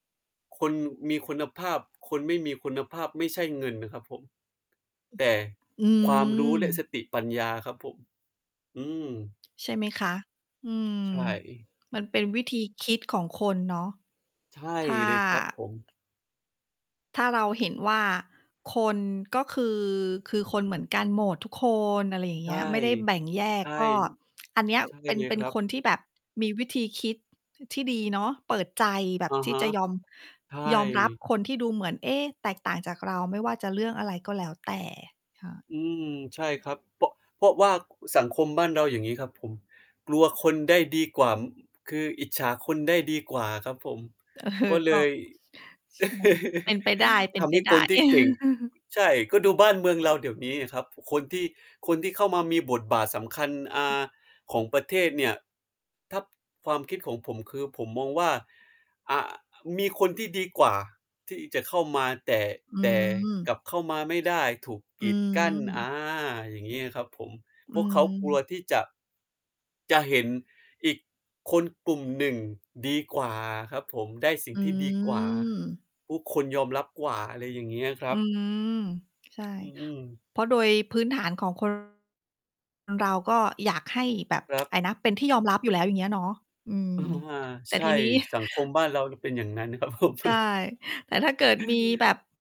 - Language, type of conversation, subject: Thai, unstructured, ทำไมหลายคนถึงกลัวหรือไม่ยอมรับคนที่แตกต่าง?
- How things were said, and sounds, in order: other noise; laughing while speaking: "เออ"; laugh; laugh; distorted speech; tsk; laugh; laughing while speaking: "ผม"; laugh